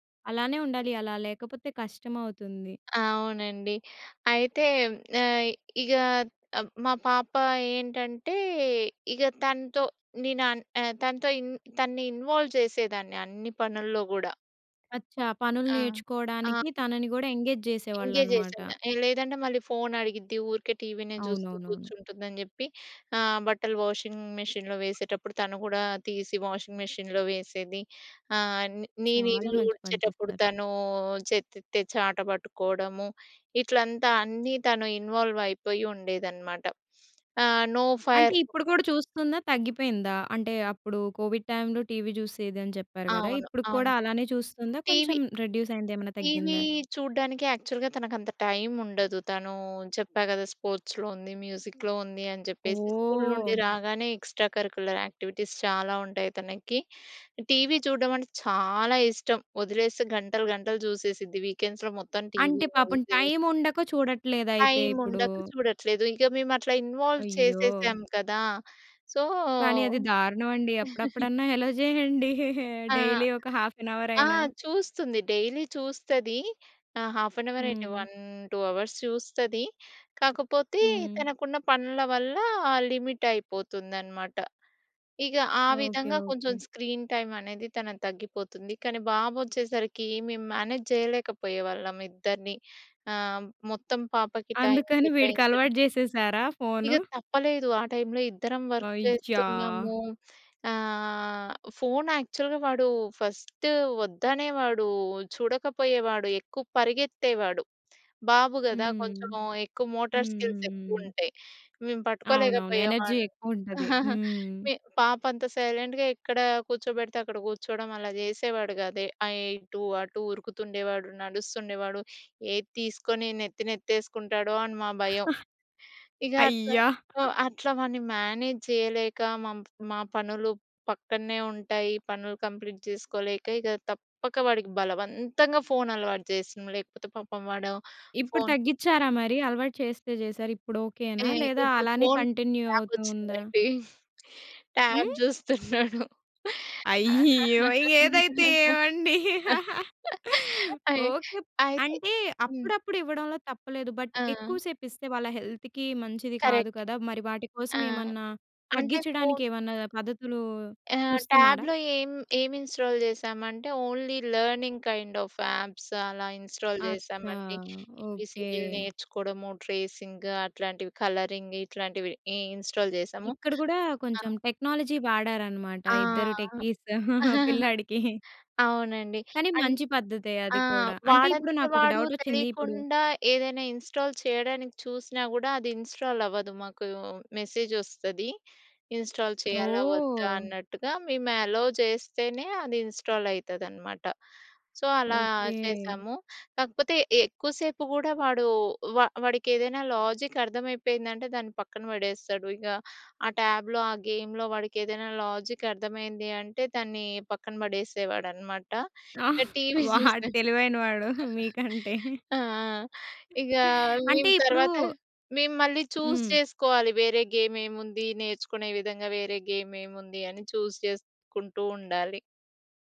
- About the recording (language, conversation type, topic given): Telugu, podcast, చిన్న పిల్లల కోసం డిజిటల్ నియమాలను మీరు ఎలా అమలు చేస్తారు?
- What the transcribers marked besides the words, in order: in English: "ఇన్వాల్వ్"; in English: "ఎంగేజ్"; in English: "ఎంగేజ్"; in English: "వాషింగ్ మిషన్‌లో"; in English: "వాషింగ్ మిషన్‌లో"; in English: "ఇన్వాల్వ్"; in English: "నో ఫర్"; in English: "కోవిడ్ టైమ్‌లో"; in English: "రెడ్యూస్"; in English: "యాక్చువల్‌గా"; in English: "స్పోర్ట్స్‌లో"; in English: "మ్యూజిక్‌లో"; in English: "స్కూల్"; in English: "ఎక్స్‌ట్రా కరిక్యులర్ యాక్టివిటీస్"; in English: "వీకెండ్స్‌లో"; in English: "ఇన్వాల్వ్"; in English: "సో"; chuckle; laughing while speaking: "అలో చేయండి"; in English: "డైలీ"; in English: "హాఫ్ ఏన్ అవర్"; in English: "డైలీ"; in English: "హాఫ్ ఏన్ అవర్"; in English: "వన్ టూ అవర్స్"; in English: "లిమిట్"; in English: "స్క్రీన్ టైమ్"; in English: "మేనేజ్"; in English: "వర్క్"; drawn out: "ఆహ్"; in English: "యాక్చువల్‌గా"; in English: "ఫస్ట్"; in English: "మోటార్ స్కిల్స్"; in English: "ఎనర్జీ"; giggle; in English: "సైలెంట్‌గా"; chuckle; giggle; in English: "మేనేజ్"; in English: "కంప్లీట్"; in English: "కంటిన్యూ"; in English: "ట్యాబ్"; in English: "ట్యాబ్"; laughing while speaking: "ఏదైతే ఏమండి"; laugh; in English: "బట్"; in English: "హెల్త్‌కి"; in English: "కరెక్ట్"; in English: "ట్యాబ్‌లో"; in English: "ఇన్‌స్టాల్"; in English: "ఓన్లీ లెర్నింగ్ కైండ్ ఆఫ్ యాప్స్"; in English: "ఇన్‌స్టాల్"; in English: "కలరింగ్"; in English: "ఇన్‌స్టాల్"; in English: "టెక్నాలజీ"; drawn out: "ఆ!"; giggle; in English: "టెక్కీస్"; chuckle; in English: "ఇన్‌స్టాల్"; in English: "డవుట్"; in English: "ఇన్‌స్టాల్"; in English: "మెసేజ్"; in English: "ఇన్‌స్టాల్"; in English: "అలో"; in English: "ఇన్‌స్టాల్"; in English: "సో"; in English: "లాజిక్"; in English: "ట్యాబ్‌లో"; in English: "గేమ్‌లో"; in English: "లాజిక్"; laughing while speaking: "వాడు తెలివైన వాడు మీకంటే"; chuckle; in English: "చూస్"; in English: "గేమ్"; in English: "గేమ్"; in English: "చూస్"